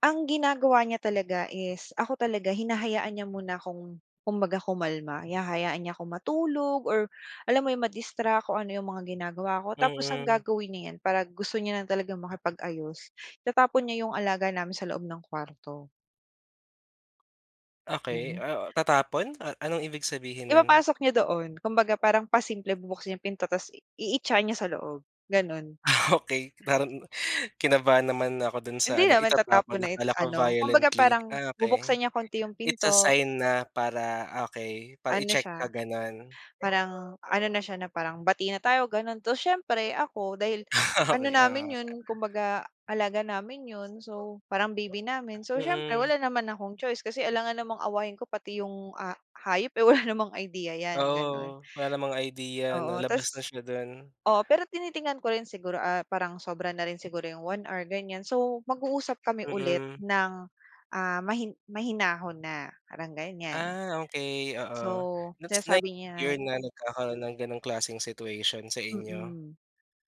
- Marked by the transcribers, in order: dog barking; laughing while speaking: "Okey"; other background noise; unintelligible speech
- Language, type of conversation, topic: Filipino, podcast, Paano ninyo pinapangalagaan ang relasyon ninyong mag-asawa?